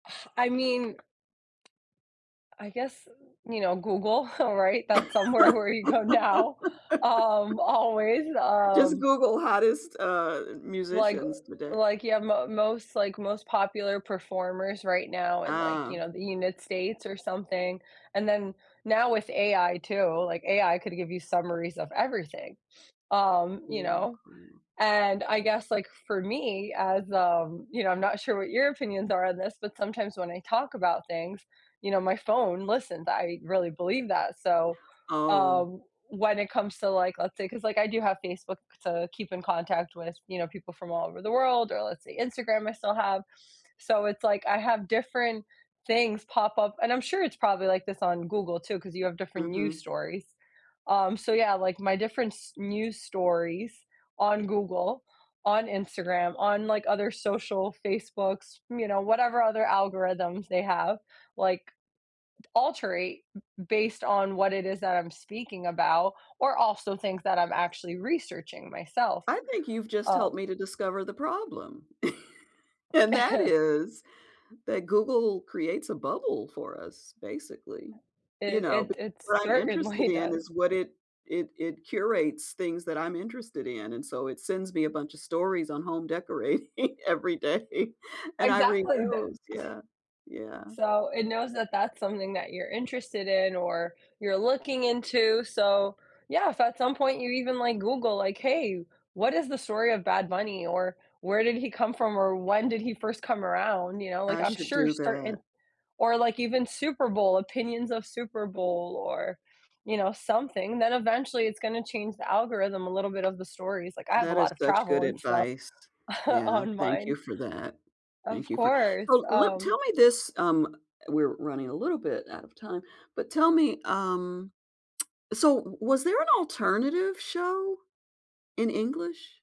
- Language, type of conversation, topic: English, unstructured, What recent news story has caught your attention the most?
- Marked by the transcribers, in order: scoff; tapping; chuckle; cough; laugh; laughing while speaking: "always"; chuckle; background speech; laughing while speaking: "certainly"; laughing while speaking: "decorating every day"; chuckle